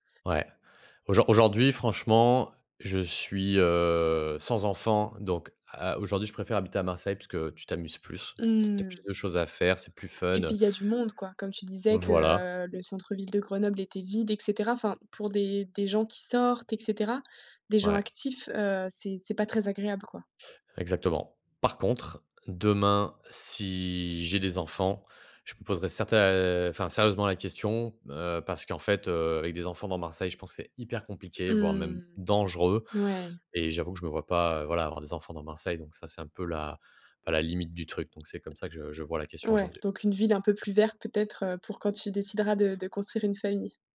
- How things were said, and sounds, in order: other background noise; tapping; drawn out: "si"
- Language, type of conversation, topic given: French, podcast, Comment la ville pourrait-elle être plus verte, selon toi ?